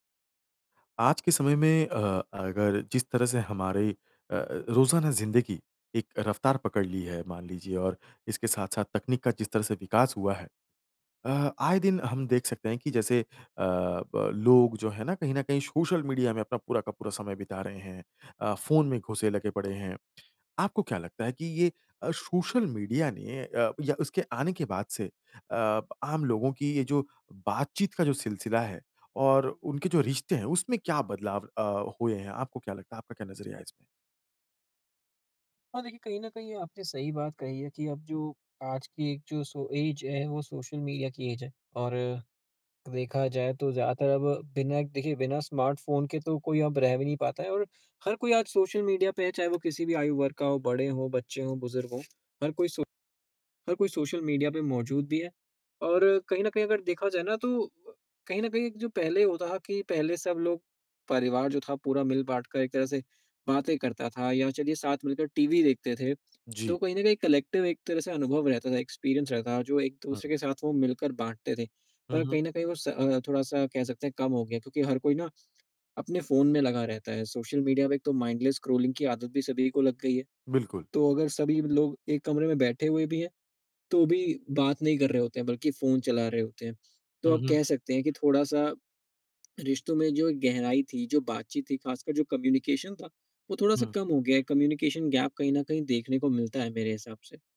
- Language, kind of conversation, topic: Hindi, podcast, सोशल मीडिया ने हमारी बातचीत और रिश्तों को कैसे बदल दिया है?
- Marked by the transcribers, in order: other background noise; in English: "एज"; in English: "एज"; in English: "स्मार्टफ़ोन"; in English: "कलेक्टिव"; in English: "एक्सपीरियंस"; in English: "माइंडलेस स्क्रोलिंग"; in English: "कम्युनिकेशन"; in English: "कम्युनिकेशन गैप"